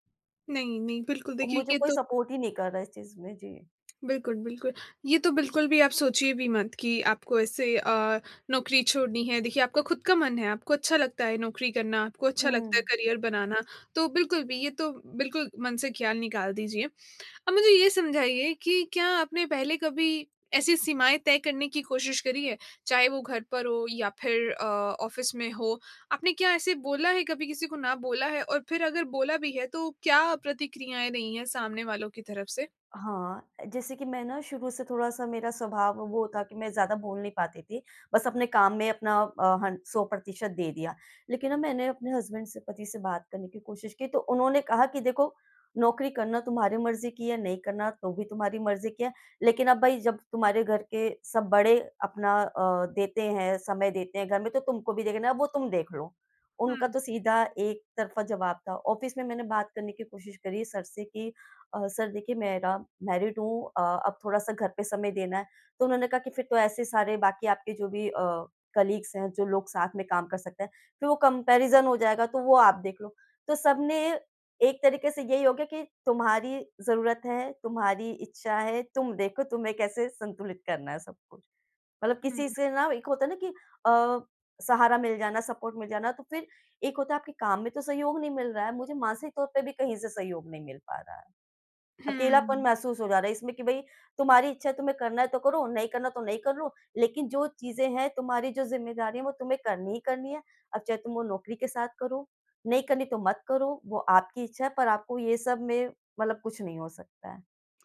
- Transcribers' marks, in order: in English: "सपोर्ट"; in English: "करियर"; in English: "ऑफ़िस"; in English: "हसबैंड"; in English: "ऑफिस"; in English: "मैरिड"; in English: "कलीग्स"; in English: "कंपैरिज़न"; in English: "सपोर्ट"
- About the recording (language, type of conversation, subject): Hindi, advice, बॉस और परिवार के लिए सीमाएँ तय करना और 'ना' कहना